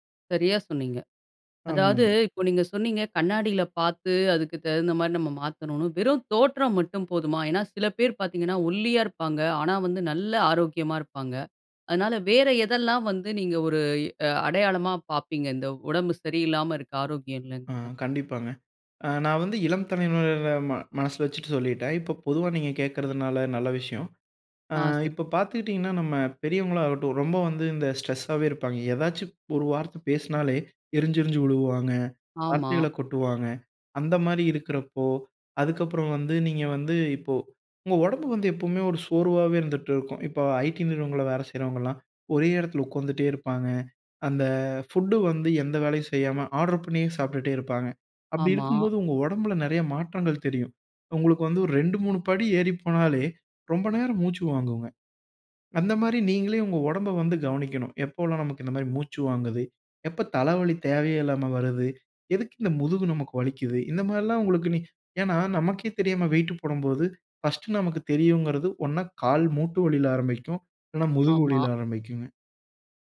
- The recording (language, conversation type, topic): Tamil, podcast, ஒவ்வொரு நாளும் உடற்பயிற்சி பழக்கத்தை எப்படி தொடர்ந்து வைத்துக்கொள்கிறீர்கள்?
- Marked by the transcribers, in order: "ஆமாங்க" said as "ஆமாங்"; "தலைமுறைகள" said as "தனைமுனைல்ன"; "மாதிரி" said as "மாரி"